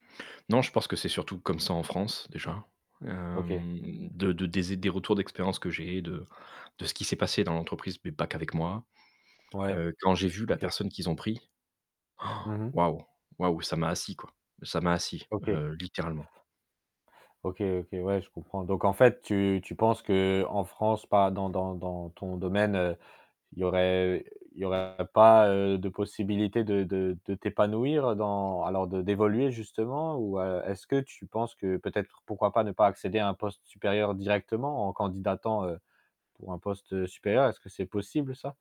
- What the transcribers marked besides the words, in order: static; drawn out: "hem"; tapping; gasp; distorted speech; stressed: "directement"
- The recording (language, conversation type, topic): French, advice, Comment surmonter la peur de l’échec après une grosse déception qui t’empêche d’agir ?